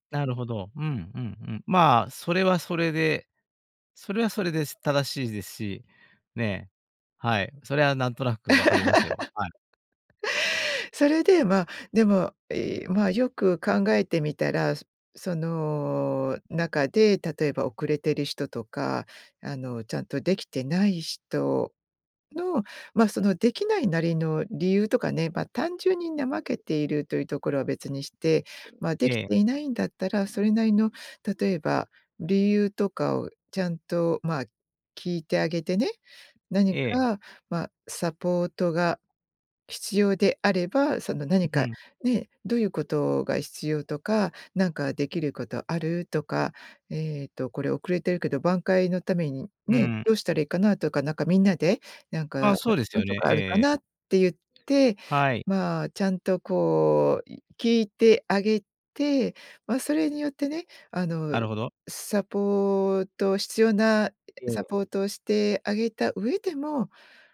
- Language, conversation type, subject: Japanese, podcast, 完璧主義を手放すコツはありますか？
- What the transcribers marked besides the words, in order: laugh; other background noise